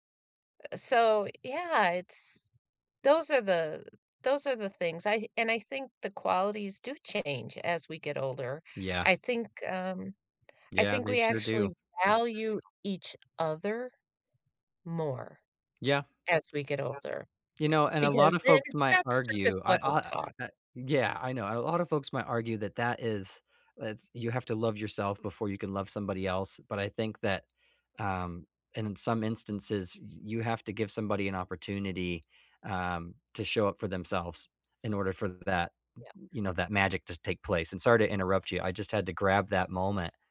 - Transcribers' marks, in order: tapping; other background noise; background speech
- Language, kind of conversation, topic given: English, unstructured, What qualities do you value most in a friend?
- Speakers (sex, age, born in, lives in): female, 65-69, United States, United States; male, 40-44, United States, United States